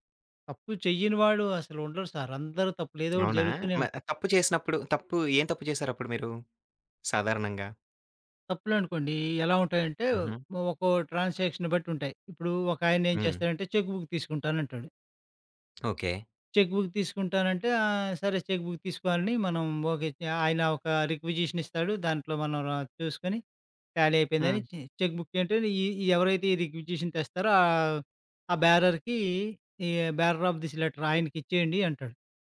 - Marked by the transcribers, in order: in English: "ట్రాన్సాక్షన్"; in English: "రిక్విజేషన్"; in English: "రిగ్విజేషన్"; in English: "బ్యారర్‌కి"; in English: "బ్యారర్ ఆఫ్ దిస్ లేటర్"; tapping
- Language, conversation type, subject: Telugu, podcast, ఒక కష్టమైన రోజు తర్వాత నువ్వు రిలాక్స్ అవడానికి ఏం చేస్తావు?